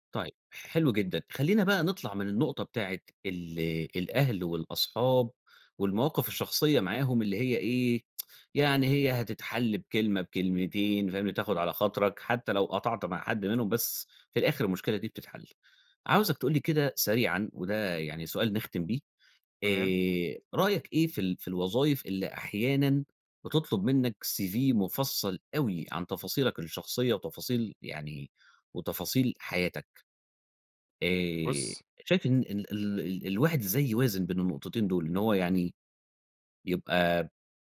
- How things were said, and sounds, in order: tsk; in English: "CV"
- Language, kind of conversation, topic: Arabic, podcast, إزاي بتحافظ على خصوصيتك على السوشيال ميديا؟